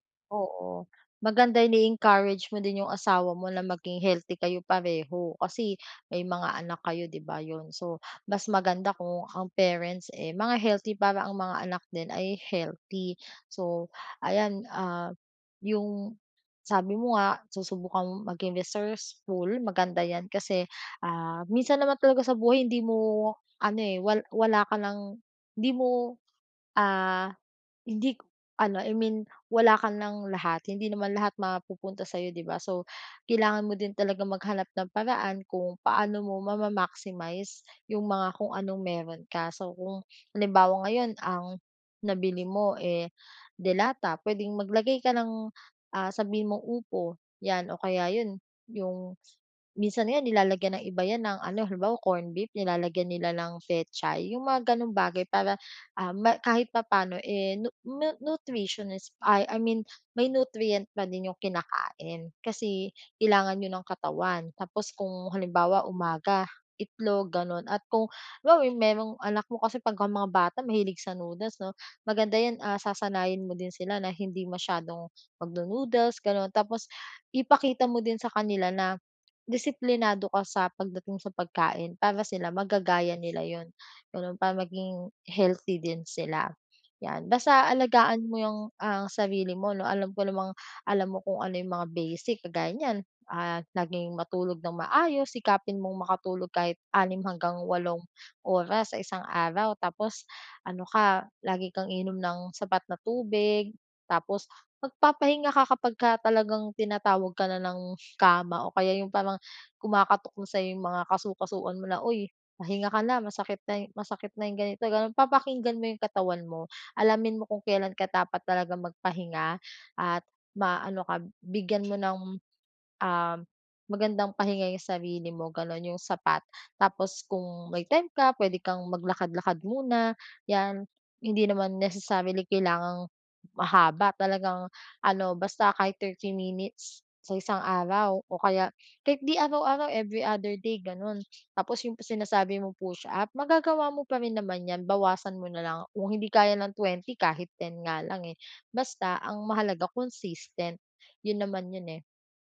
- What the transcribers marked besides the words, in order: other background noise; tapping
- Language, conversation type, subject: Filipino, advice, Paano ko mapapangalagaan ang pisikal at mental na kalusugan ko?